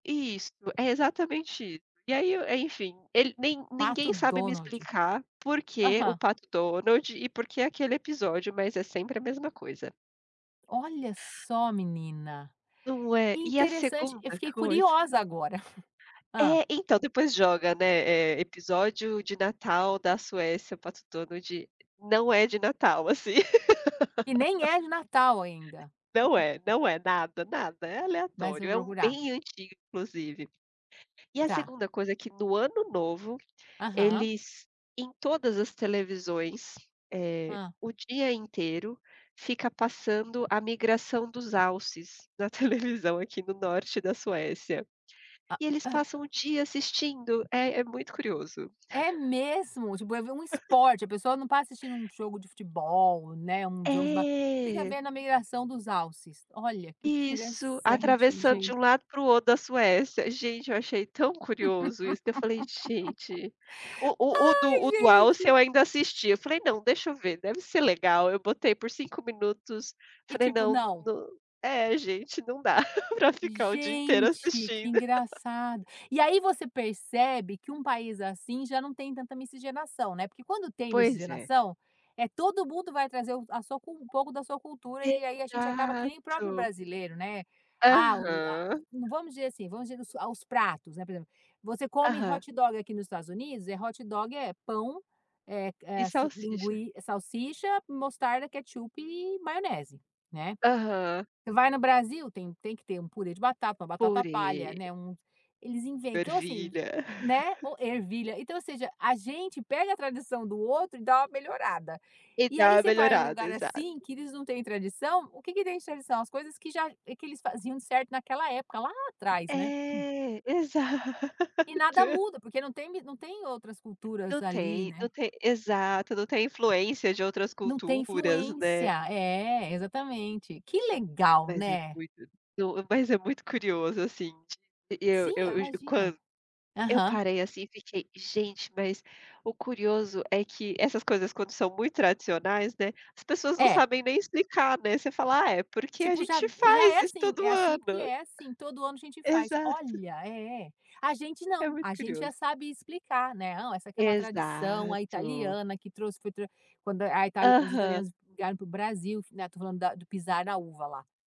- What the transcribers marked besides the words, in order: tapping; other background noise; chuckle; laugh; chuckle; other noise; chuckle; laugh; drawn out: "É"; laugh; laughing while speaking: "para ficar o dia inteiro assistindo"; drawn out: "Exato"; chuckle; laughing while speaking: "exato"; throat clearing; drawn out: "Exato"; unintelligible speech
- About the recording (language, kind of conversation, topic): Portuguese, unstructured, Qual foi a tradição cultural que mais te surpreendeu?